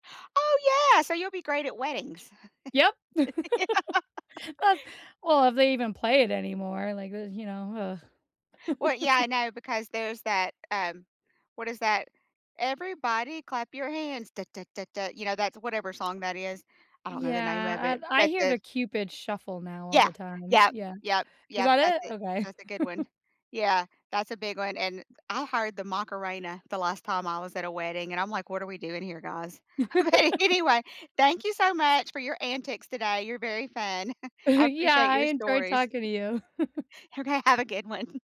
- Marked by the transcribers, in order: chuckle; laughing while speaking: "Yeah"; chuckle; other background noise; chuckle; singing: "Everybody clap your hands, da da da da"; tapping; chuckle; chuckle; laughing while speaking: "but anyway"; chuckle; laughing while speaking: "have a good one"
- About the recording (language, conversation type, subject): English, unstructured, Which movie, TV show, or video game soundtracks defined your teenage years, and what memories do they bring back?
- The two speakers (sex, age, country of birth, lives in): female, 35-39, United States, United States; female, 50-54, United States, United States